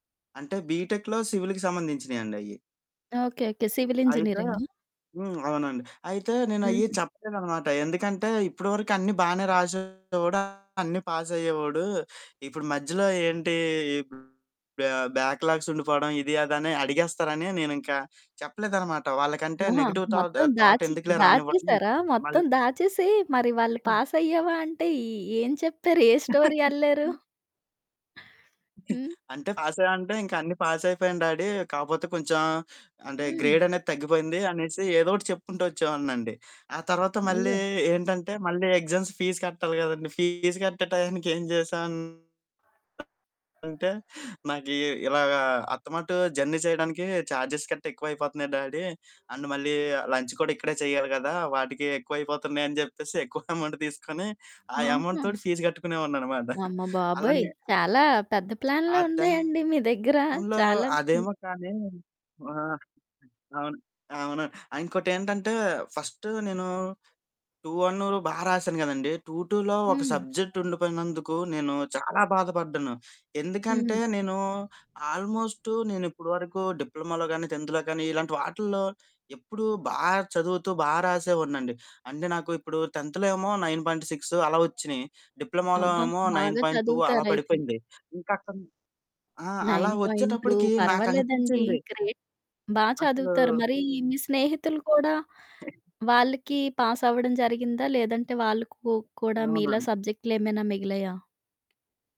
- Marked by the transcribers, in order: in English: "బీటెక్‌లో, సివిల్‌కి"; other background noise; distorted speech; in English: "పాస్"; in English: "బ్యాక్ లాగ్స్"; in English: "నెగెటివ్ థాట్ థాట్"; in English: "పాస్"; chuckle; in English: "స్టోరీ"; giggle; chuckle; in English: "పాస్"; in English: "పాస్"; in English: "డ్యాడీ"; in English: "గ్రేడ్"; tapping; in English: "ఎగ్జామ్స్ ఫీస్"; in English: "ఫీస్"; in English: "జర్నీ"; in English: "ఛార్జెస్"; in English: "డ్యాడీ. అండ్"; in English: "లంచ్"; chuckle; in English: "అమౌంట్"; in English: "అమౌంట్"; chuckle; in English: "ఫస్ట్"; in English: "ఆల్మోస్ట్"; in English: "డిప్లొమాలో"; wind; in English: "డిప్లొమాలో"; in English: "గ్రేట్"; chuckle
- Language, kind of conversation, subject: Telugu, podcast, విఫలమైన తర్వాత మళ్లీ ప్రేరణ పొందడానికి మీరు ఏ సూచనలు ఇస్తారు?